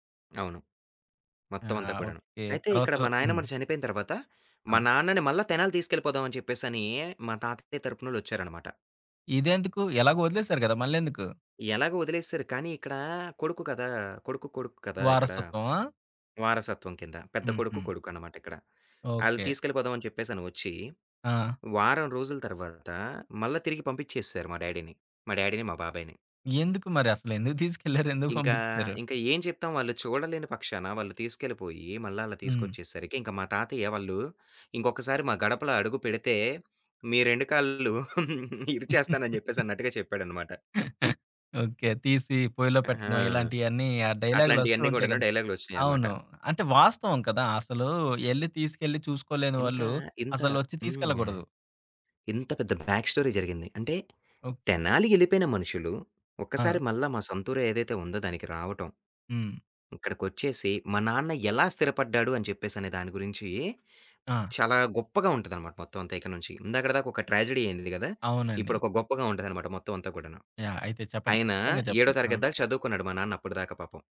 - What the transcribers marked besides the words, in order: in English: "డ్యాడీని"; in English: "డ్యాడీని"; laughing while speaking: "ఇరిచేస్తానని జెప్పేసి అన్నట్టుగా చెప్పాడనమాట"; chuckle; in English: "బ్యాక్ స్టోరీ"; tapping; in English: "ట్రాజడీ"
- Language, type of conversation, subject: Telugu, podcast, మీ కుటుంబ వలస కథను ఎలా చెప్పుకుంటారు?